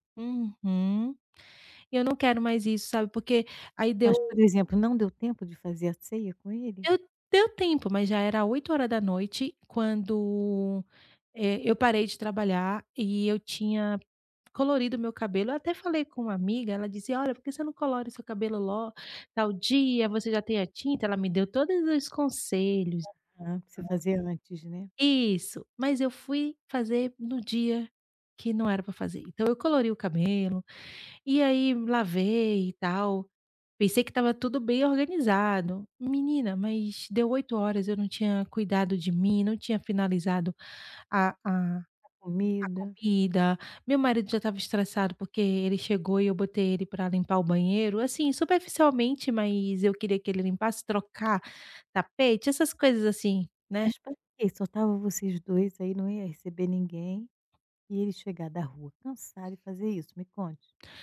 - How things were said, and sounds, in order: other background noise; tapping
- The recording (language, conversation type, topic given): Portuguese, advice, Como posso decidir entre compromissos pessoais e profissionais importantes?